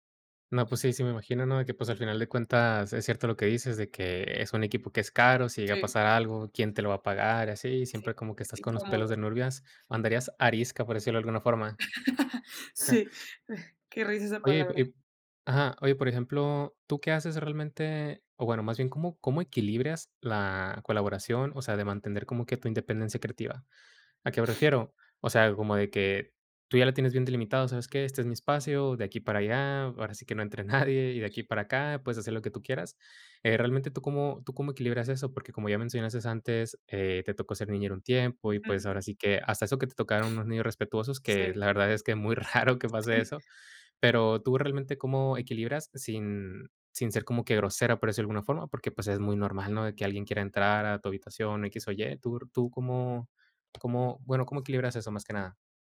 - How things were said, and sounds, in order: tapping; chuckle; laughing while speaking: "nadie"; other background noise; laughing while speaking: "raro"
- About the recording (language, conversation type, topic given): Spanish, podcast, ¿Qué límites pones para proteger tu espacio creativo?